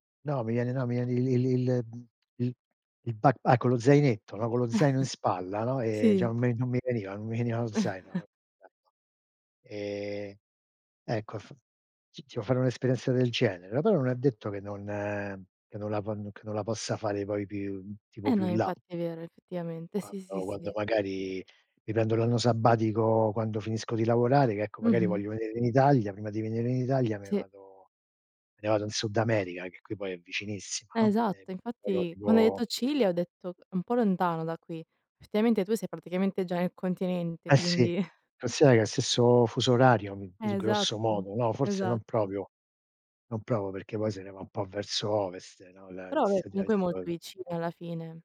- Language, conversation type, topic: Italian, unstructured, Hai un viaggio da sogno che vorresti fare?
- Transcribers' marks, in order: in English: "backpack"; chuckle; "diciamo" said as "ciam"; chuckle; unintelligible speech; "vuoi" said as "vo"; unintelligible speech; other background noise; chuckle; "proprio" said as "propio"; "proprio" said as "propo"; unintelligible speech